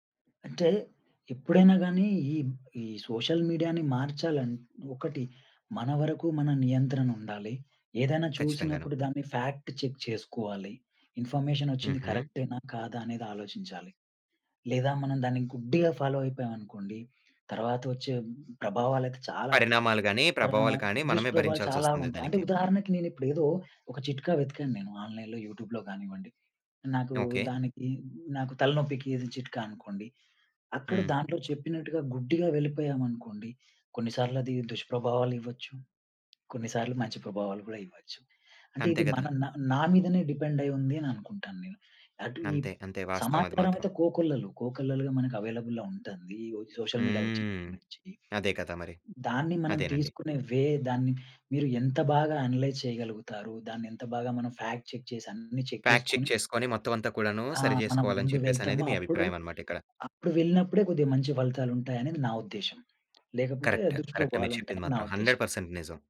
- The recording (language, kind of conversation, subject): Telugu, podcast, సోషల్ మీడియా మన భావాలను ఎలా మార్చుతోంది?
- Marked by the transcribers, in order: in English: "సోషల్ మీడియా‌ని"; in English: "ఫ్యాక్ట్ చెక్"; in English: "ఇన్ఫర్మేషన్"; in English: "ఫాలో"; in English: "ఆన్‌లైన్‌లో, యూట్యూబ్‌లో"; in English: "డిపెండ్"; in English: "అవైలబుల్‌లో"; in English: "సోషల్ మీడియా"; in English: "వే"; in English: "అనలైజ్"; in English: "ఫ్యాక్ట్ చెక్"; in English: "చెక్"; in English: "ఫ్యాక్ చెక్"; in English: "కరెక్ట్"; in English: "హండ్రెడ్ పర్సెంట్"